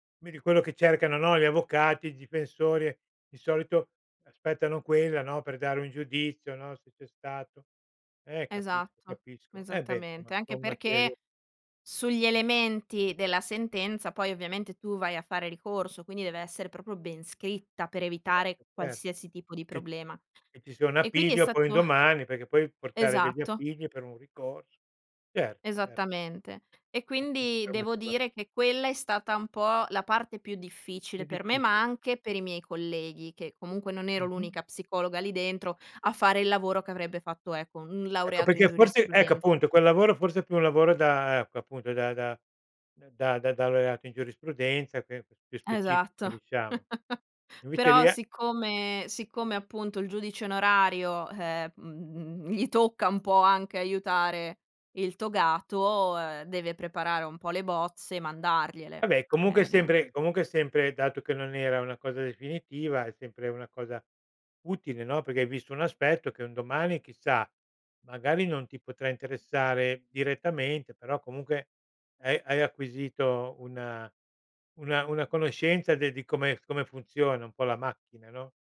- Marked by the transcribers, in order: other background noise; tapping; "perché" said as "peché"; "perché" said as "pecché"; unintelligible speech; chuckle; "Vabbè" said as "abè"; "perché" said as "peché"
- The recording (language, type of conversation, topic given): Italian, podcast, Ti capita di sentirti "a metà" tra due mondi? Com'è?